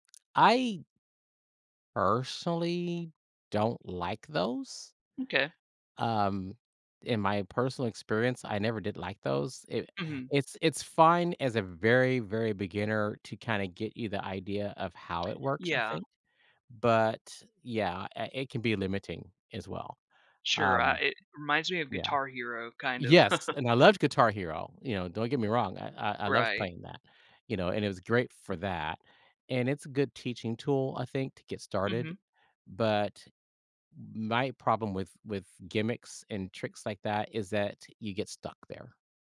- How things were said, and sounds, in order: chuckle
- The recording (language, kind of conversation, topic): English, unstructured, How do your hobbies contribute to your overall happiness and well-being?
- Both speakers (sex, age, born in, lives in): male, 35-39, United States, United States; male, 60-64, United States, United States